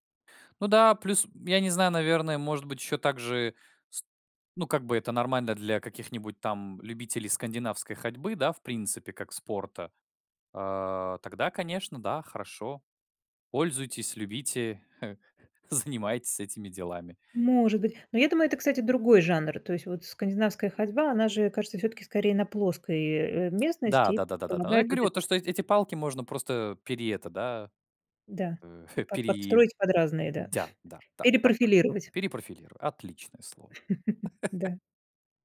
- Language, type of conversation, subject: Russian, podcast, Как подготовиться к однодневному походу, чтобы всё прошло гладко?
- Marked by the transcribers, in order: chuckle; tapping; chuckle; laugh